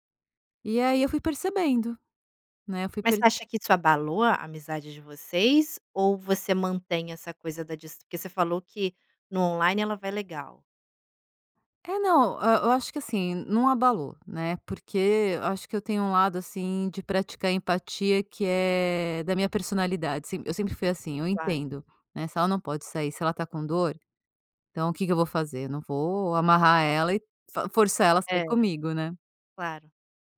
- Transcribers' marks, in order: none
- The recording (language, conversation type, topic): Portuguese, podcast, Quando é a hora de insistir e quando é melhor desistir?